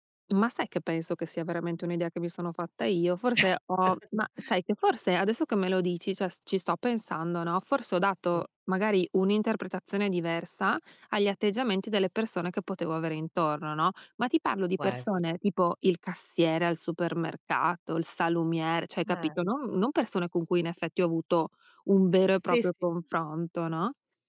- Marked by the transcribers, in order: chuckle; "cioè" said as "ceh"; "cioè" said as "ceh"; "proprio" said as "propio"
- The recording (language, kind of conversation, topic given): Italian, advice, Come posso superare il senso di inadeguatezza dopo un rifiuto?